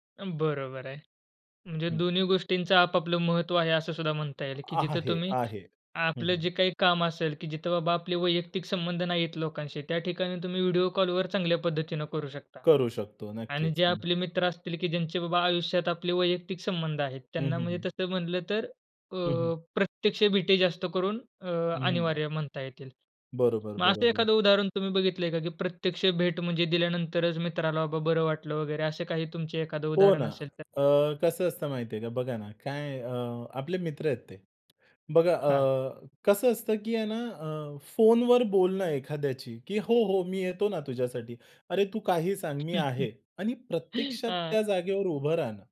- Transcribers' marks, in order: tapping; chuckle
- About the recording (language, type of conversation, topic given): Marathi, podcast, व्हिडिओ कॉल आणि प्रत्यक्ष भेट यांतील फरक तुम्हाला कसा जाणवतो?